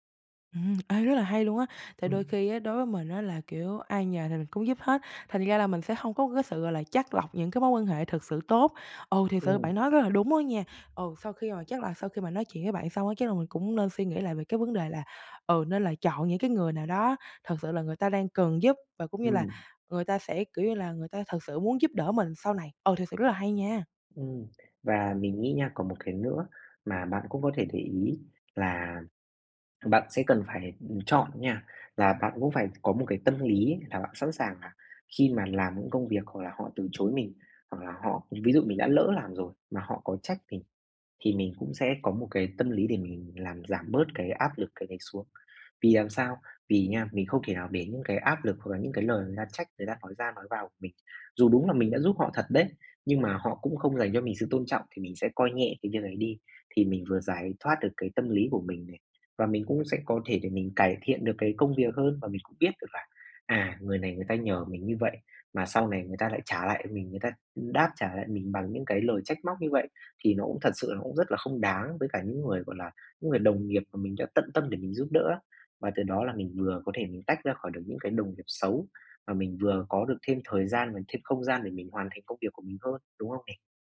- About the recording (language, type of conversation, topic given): Vietnamese, advice, Làm sao phân biệt phản hồi theo yêu cầu và phản hồi không theo yêu cầu?
- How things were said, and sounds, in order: tapping